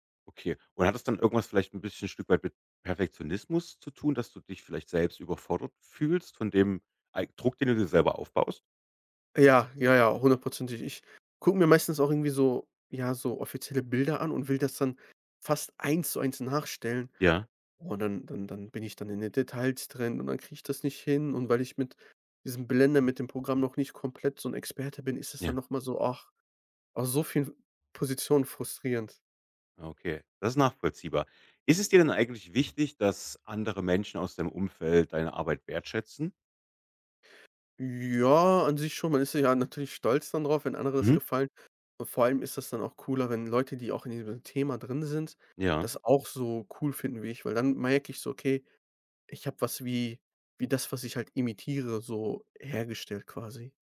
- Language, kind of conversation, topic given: German, podcast, Was war dein bisher stolzestes DIY-Projekt?
- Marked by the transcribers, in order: drawn out: "Ja"